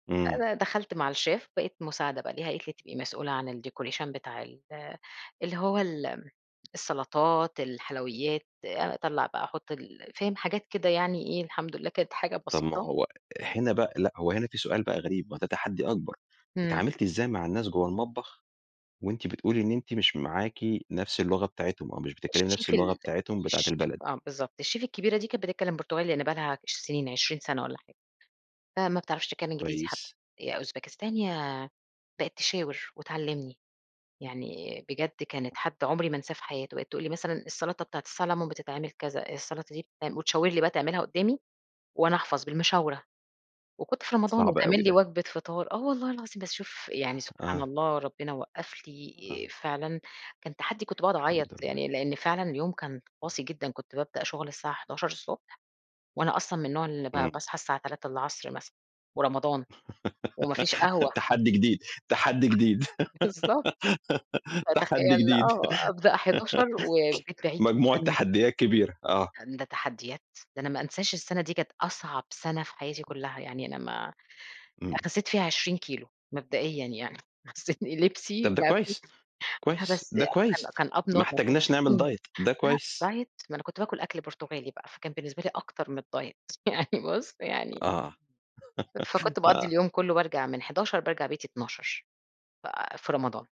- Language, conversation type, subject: Arabic, podcast, احكيلي عن أول نجاح مهم خلّاك/خلّاكي تحس/تحسّي بالفخر؟
- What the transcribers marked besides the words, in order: in English: "الChef"; in English: "الdecoration"; in English: "الChef"; in English: "الChef"; in English: "الChef"; tapping; unintelligible speech; laugh; unintelligible speech; laugh; in English: "Up normal"; in English: "Diet"; in English: "Diet"; in English: "الDiet"; laughing while speaking: "يعني بُصّ"; laugh